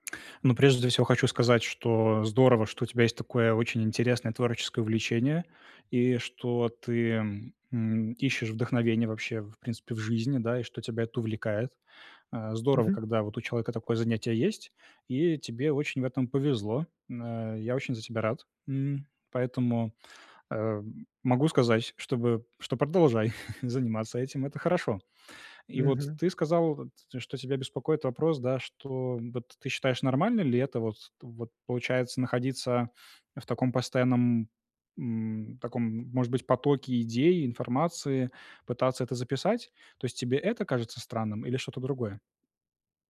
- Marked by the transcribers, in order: chuckle
- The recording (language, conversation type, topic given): Russian, advice, Как письмо может помочь мне лучше понять себя и свои чувства?
- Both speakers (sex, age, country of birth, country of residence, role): male, 20-24, Belarus, Poland, advisor; male, 45-49, Russia, United States, user